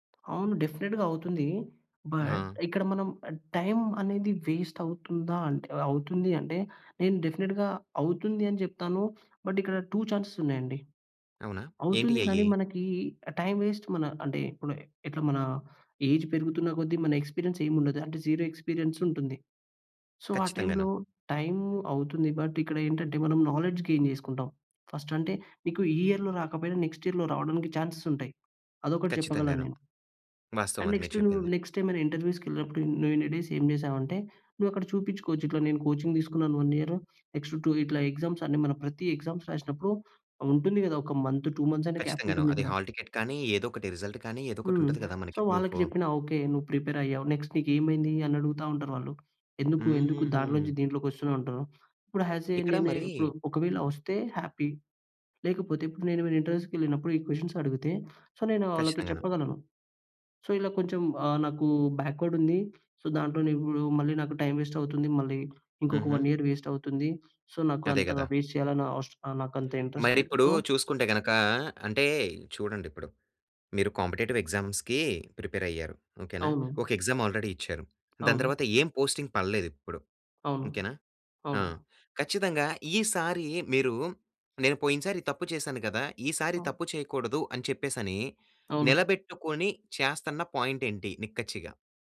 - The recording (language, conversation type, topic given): Telugu, podcast, నువ్వు విఫలమైనప్పుడు నీకు నిజంగా ఏం అనిపిస్తుంది?
- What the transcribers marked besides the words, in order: in English: "డెఫినిట్‌గా"; in English: "బట్"; in English: "వేస్ట్"; in English: "డెఫినిట్‌గా"; in English: "బట్"; in English: "టూ చాన్సెస్"; in English: "వేస్ట్"; in English: "ఏజ్"; in English: "ఎక్స్పీరియన్స్"; in English: "జీరో ఎక్స్పీరియన్స్"; in English: "సో"; in English: "బట్"; in English: "నాలెడ్జ్ గెయిన్"; in English: "ఫస్ట్"; in English: "ఇయర్‌లో"; in English: "నెక్స్ట్ ఇయర్‌లో"; in English: "చాన్స్‌స్"; in English: "అండ్ నెక్స్ట్"; in English: "నెక్స్ట్"; in English: "ఇంటర్‌వ్యూస్‌కి"; in English: "డేస్"; in English: "కోచింగ్"; in English: "వన్ ఇయర్. నెక్స్ట్ టూ"; in English: "ఎగ్జామ్స్"; in English: "ఎగ్జామ్స్"; in English: "మంత్, టూ మంత్స్"; in English: "గ్యాప్"; in English: "రిజల్ట్"; tapping; in English: "సో"; in English: "ప్రూఫ్"; in English: "ప్రిపేర్"; in English: "నెక్స్ట్"; in English: "హ్యాపీ"; in English: "ఇంటర్‌వ్యూస్‌కి"; in English: "క్వశ్చన్స్"; in English: "సో"; in English: "సో"; in English: "బ్యాక్వర్డ్"; in English: "సో"; in English: "వేస్ట్"; in English: "వన్ ఇయర్ వేస్ట్"; in English: "సో"; in English: "వేస్ట్"; in English: "ఇంట్రెస్ట్"; in English: "సో"; in English: "కాంపిటేటివ్ ఎగ్జామ్స్‌కి ప్రిపేర్"; in English: "ఎగ్జామ్స్ ఆల్రెడీ"; in English: "పోస్టింగ్"; in English: "పాయింట్"